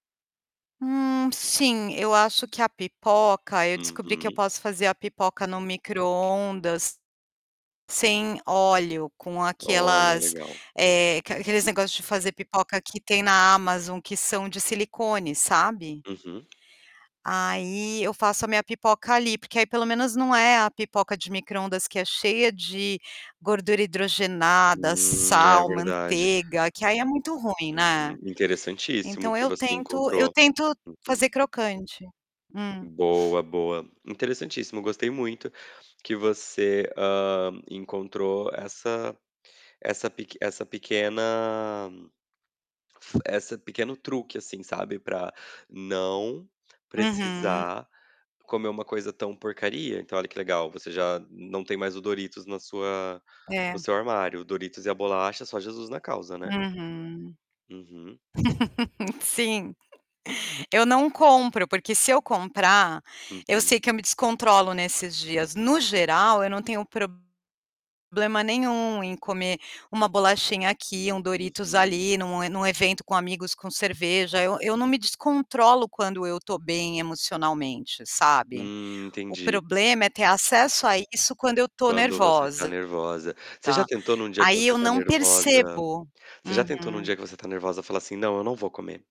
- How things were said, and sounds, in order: other background noise; tapping; laugh; chuckle; distorted speech
- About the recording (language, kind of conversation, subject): Portuguese, advice, Como você costuma comer por emoção após um dia estressante e como lida com a culpa depois?